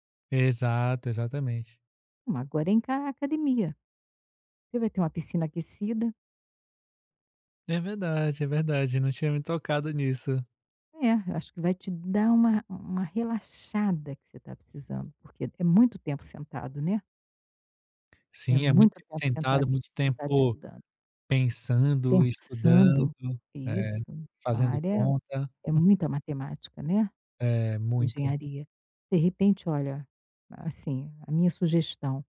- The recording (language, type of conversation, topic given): Portuguese, advice, Como posso me acalmar agora se estou me sentindo sobrecarregado e desconectado do que importa?
- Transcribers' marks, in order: tapping; chuckle